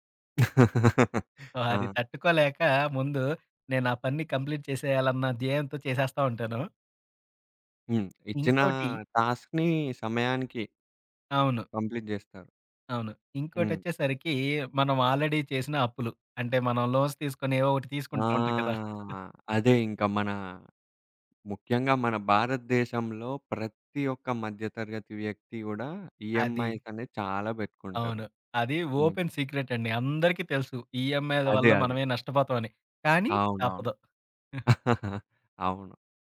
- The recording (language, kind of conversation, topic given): Telugu, podcast, ఫ్లోలోకి మీరు సాధారణంగా ఎలా చేరుకుంటారు?
- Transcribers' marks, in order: laugh; in English: "సో"; in English: "కంప్లీట్"; in English: "టాస్క్‌ని"; in English: "కంప్లీట్"; in English: "ఆల్రెడీ"; in English: "లోన్స్"; drawn out: "ఆ!"; chuckle; in English: "ఈఎంఐస్"; in English: "ఓపెన్ సీక్రెట్"; giggle; chuckle